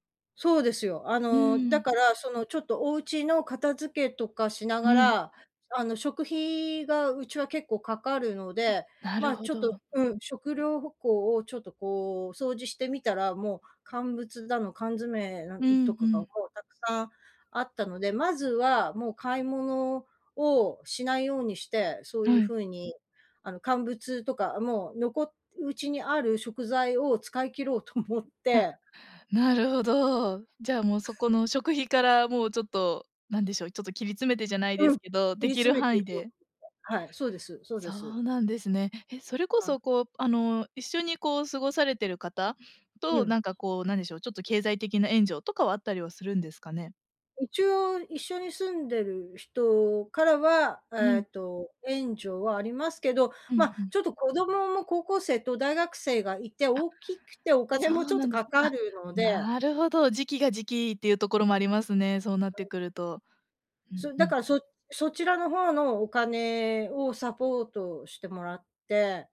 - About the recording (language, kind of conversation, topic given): Japanese, advice, 失業によって収入と生活が一変し、不安が強いのですが、どうすればよいですか？
- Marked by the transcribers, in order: laughing while speaking: "と思って"; chuckle